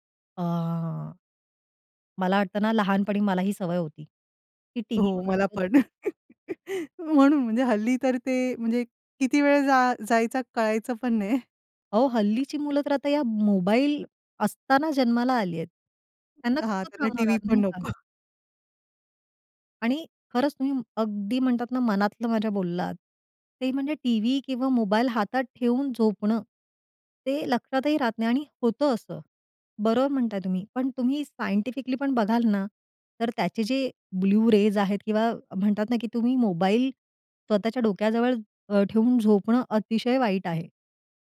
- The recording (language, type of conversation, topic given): Marathi, podcast, रात्री शांत झोपेसाठी तुमची दिनचर्या काय आहे?
- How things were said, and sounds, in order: other background noise; chuckle; laughing while speaking: "म्हणून"; laughing while speaking: "नाही"; laughing while speaking: "नको"; tapping